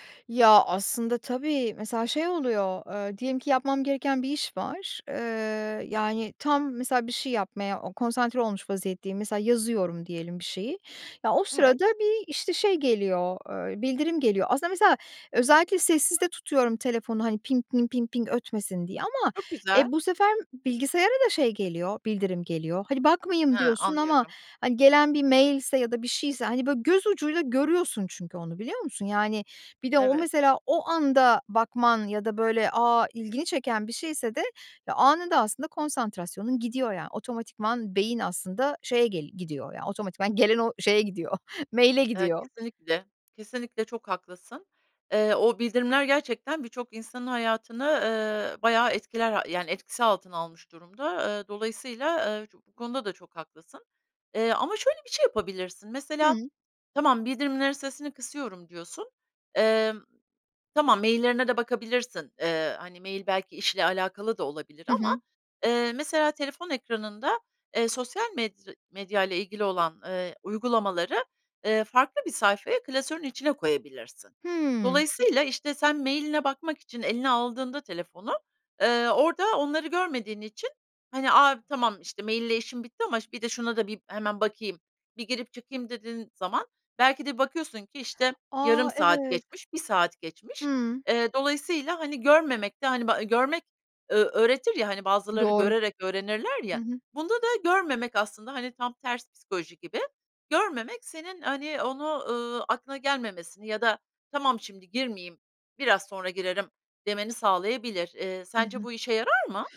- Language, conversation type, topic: Turkish, advice, Telefon ve sosyal medya sürekli dikkat dağıtıyor
- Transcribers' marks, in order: tapping; laughing while speaking: "gidiyor"; other background noise